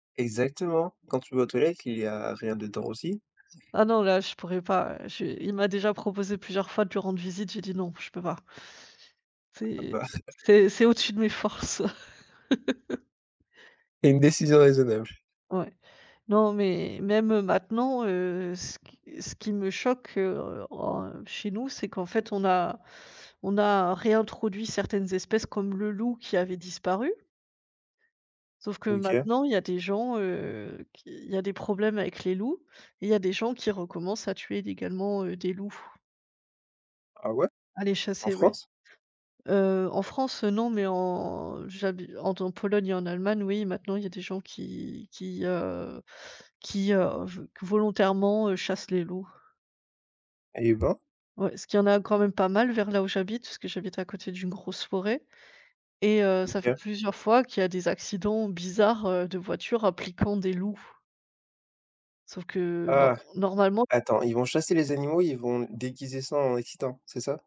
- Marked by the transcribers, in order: other background noise; laugh; laugh; drawn out: "en"; tapping
- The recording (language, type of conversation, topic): French, unstructured, Qu’est-ce qui vous met en colère face à la chasse illégale ?